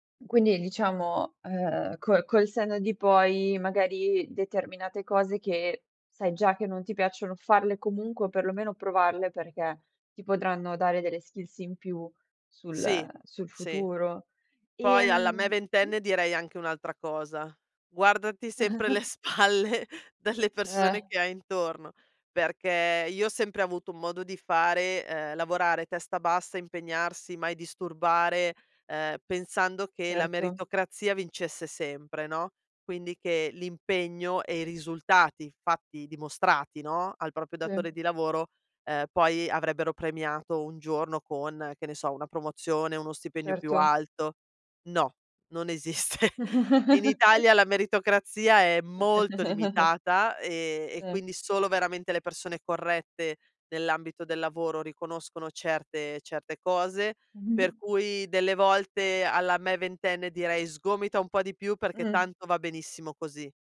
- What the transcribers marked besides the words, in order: in English: "skills"; laughing while speaking: "spalle"; chuckle; laughing while speaking: "esiste"; other background noise; chuckle; chuckle; tapping
- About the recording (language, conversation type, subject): Italian, podcast, Cosa diresti al tuo io più giovane sul lavoro?